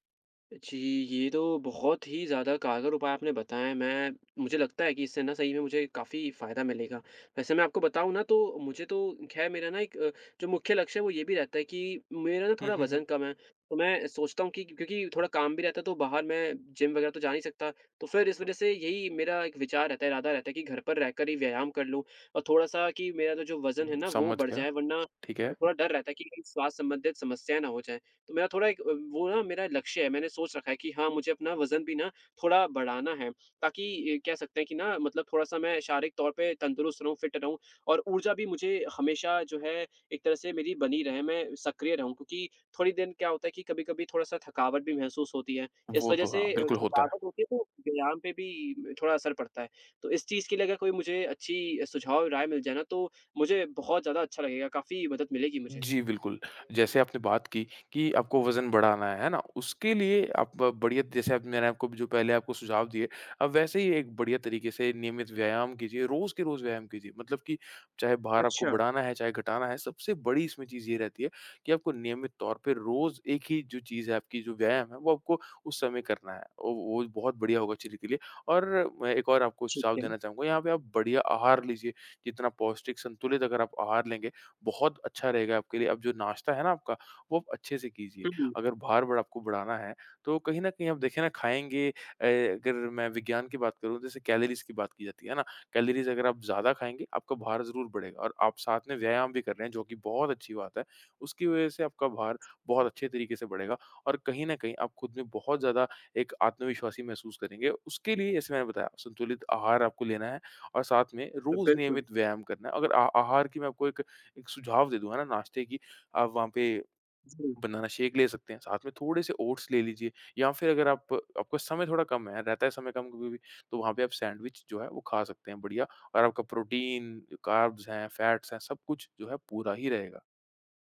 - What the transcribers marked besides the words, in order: in English: "फ़िट"; tapping; in English: "कैलोरीज़"; in English: "कैलोरीज़"; other background noise; in English: "कार्ब्स"; in English: "फैट्स"
- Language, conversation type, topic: Hindi, advice, घर पर सीमित उपकरणों के साथ व्यायाम करना आपके लिए कितना चुनौतीपूर्ण है?